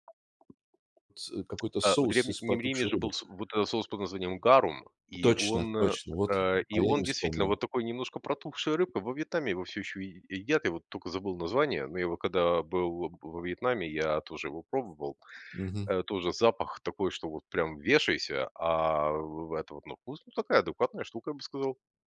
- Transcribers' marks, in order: tapping
- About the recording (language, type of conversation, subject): Russian, unstructured, Какой самый необычный вкус еды вы когда-либо пробовали?
- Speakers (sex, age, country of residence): male, 40-44, Bulgaria; male, 65-69, Estonia